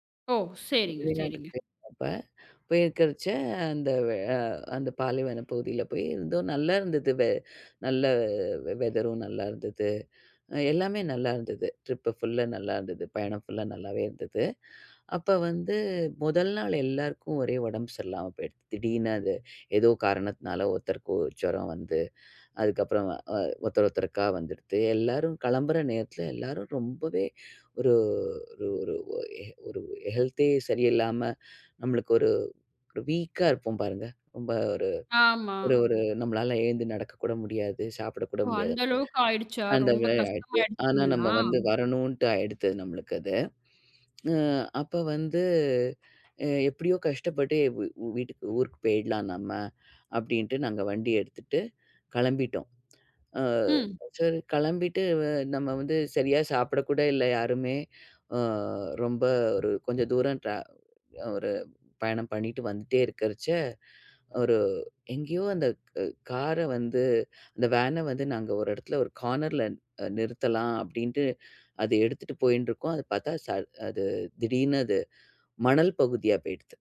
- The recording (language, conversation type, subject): Tamil, podcast, ஒரு பயணத்தில் நீங்கள் எதிர்பாராத ஒரு சவாலை எப்படிச் சமாளித்தீர்கள்?
- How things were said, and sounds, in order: other background noise